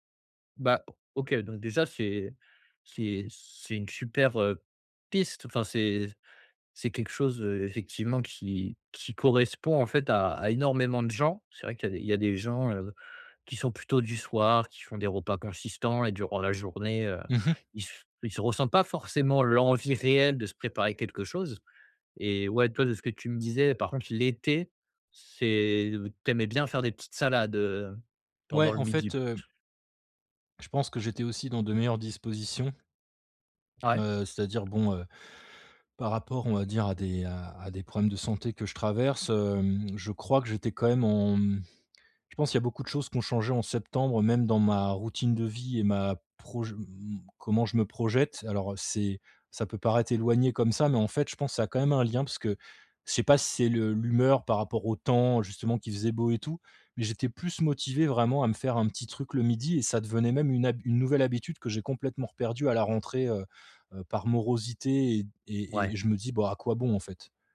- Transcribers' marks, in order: tapping
- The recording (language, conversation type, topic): French, advice, Comment savoir si j’ai vraiment faim ou si c’est juste une envie passagère de grignoter ?